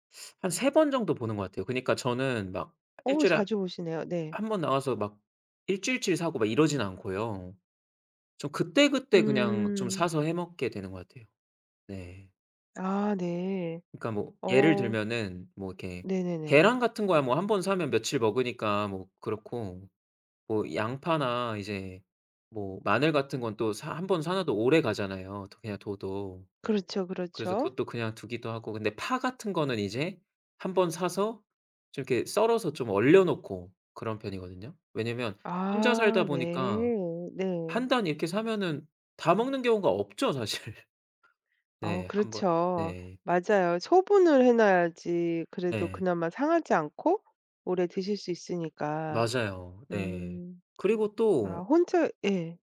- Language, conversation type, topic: Korean, advice, 예산이 부족해서 건강한 음식을 사기가 부담스러운 경우, 어떻게 하면 좋을까요?
- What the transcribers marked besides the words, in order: tapping; laughing while speaking: "사실"; other background noise